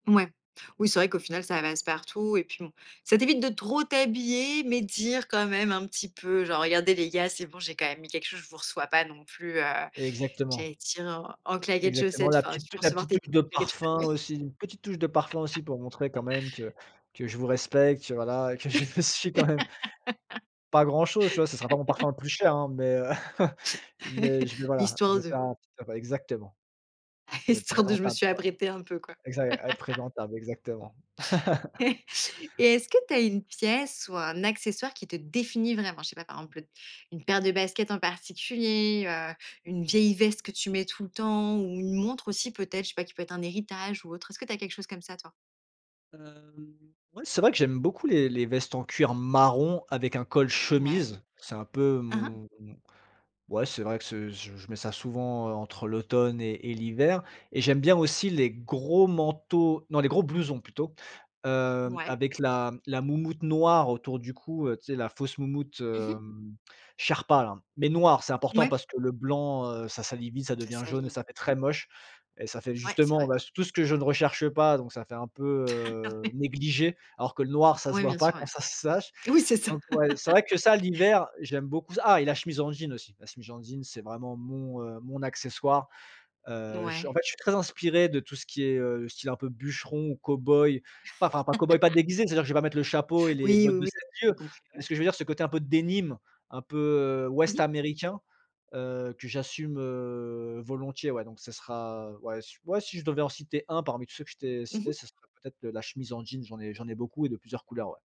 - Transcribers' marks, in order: "passe" said as "vasse"; unintelligible speech; other background noise; laugh; laugh; laughing while speaking: "je me suis quand même"; laugh; chuckle; laughing while speaking: "Histoire de"; laugh; chuckle; laugh; stressed: "définit"; stressed: "marron"; stressed: "chemise"; laughing while speaking: "se voit pas"; laughing while speaking: "Ah oui"; laughing while speaking: "Oui, c'est ça"; laugh; laugh
- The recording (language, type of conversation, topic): French, podcast, Comment tes vêtements révèlent-ils qui tu es ?